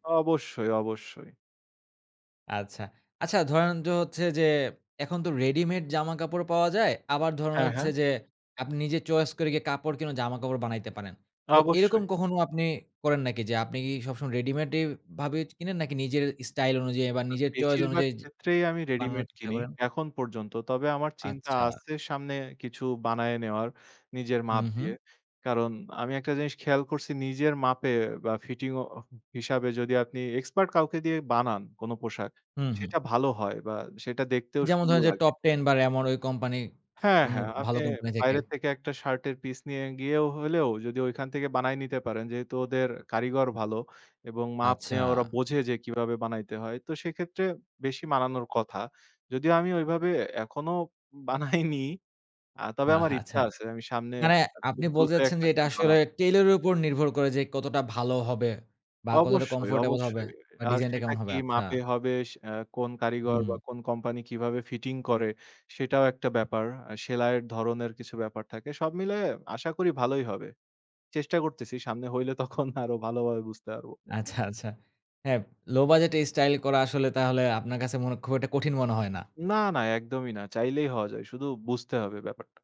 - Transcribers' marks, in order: other noise
- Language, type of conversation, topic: Bengali, podcast, কম বাজেটে স্টাইল দেখাতে তুমি কী করো?